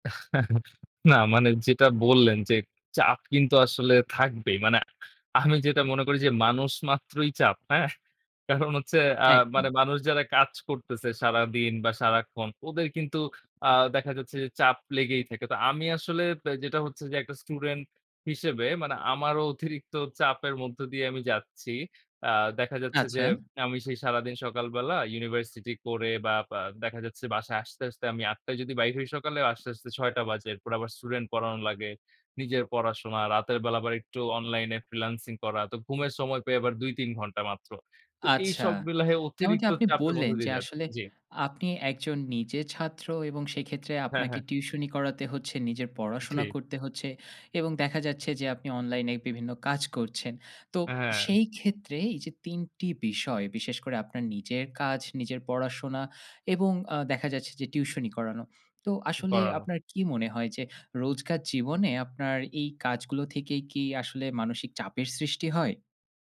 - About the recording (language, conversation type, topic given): Bengali, podcast, নিজেকে চাপ না দিয়ে কাজ চালাতে কী কী কৌশল ব্যবহার করা যায়?
- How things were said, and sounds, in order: chuckle; laughing while speaking: "হ্যাঁ?"; "পাই" said as "পেই"; laughing while speaking: "মিলায়ে অতিরিক্ত"